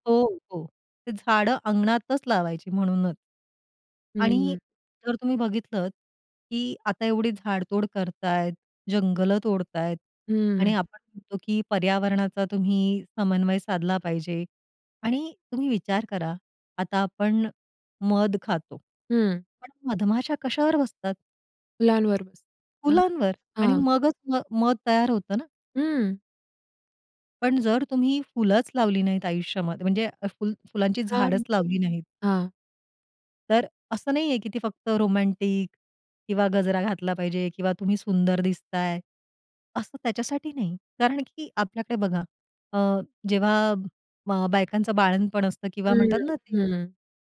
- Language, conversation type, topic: Marathi, podcast, वसंताचा सुवास आणि फुलं तुला कशी भावतात?
- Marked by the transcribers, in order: other background noise